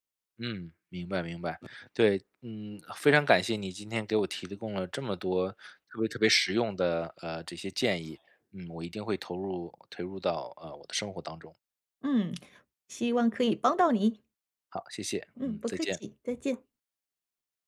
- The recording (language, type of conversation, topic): Chinese, advice, 看电影或听音乐时总是走神怎么办？
- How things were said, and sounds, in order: other background noise; tsk